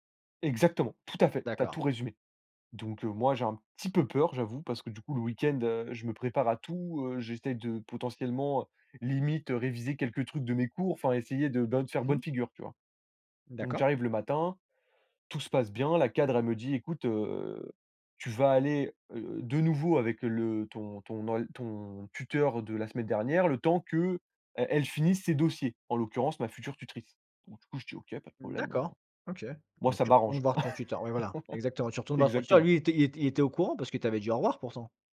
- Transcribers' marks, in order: chuckle
- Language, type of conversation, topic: French, podcast, Peux-tu raconter un moment où tu as dû prendre l’initiative au travail ?